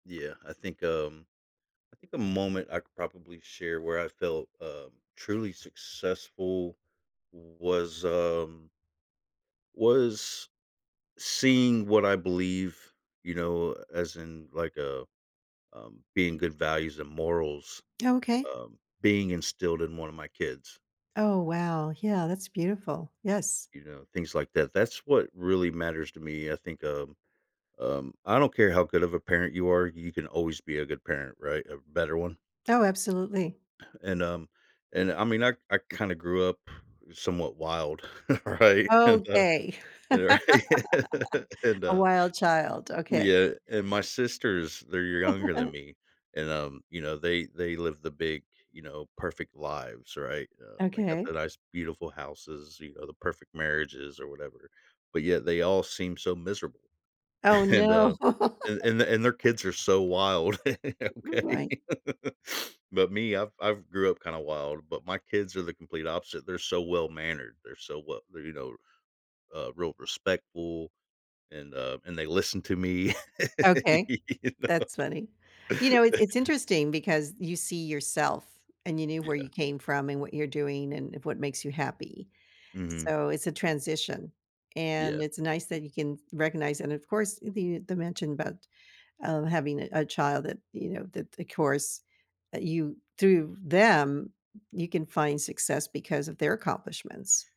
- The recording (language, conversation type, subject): English, unstructured, How do you define success in your own life?
- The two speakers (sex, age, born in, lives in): female, 70-74, United States, United States; male, 40-44, United States, United States
- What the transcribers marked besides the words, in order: other background noise; scoff; chuckle; laughing while speaking: "Right? And, uh, right?"; laugh; chuckle; chuckle; laughing while speaking: "no"; laugh; laughing while speaking: "And"; chuckle; laughing while speaking: "Okay?"; tapping; laugh; laughing while speaking: "You know?"; laugh